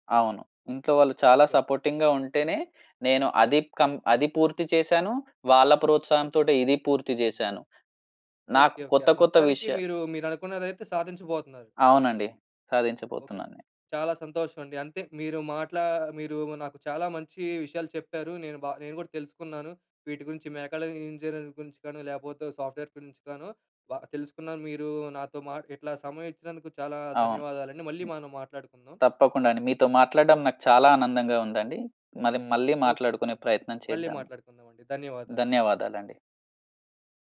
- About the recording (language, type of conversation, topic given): Telugu, podcast, కెరీర్ మార్పు గురించి ఆలోచించినప్పుడు మీ మొదటి అడుగు ఏమిటి?
- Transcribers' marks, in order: in English: "సపోర్టింగ్‌గా"; in English: "సాఫ్ట్‌వేర్"; other background noise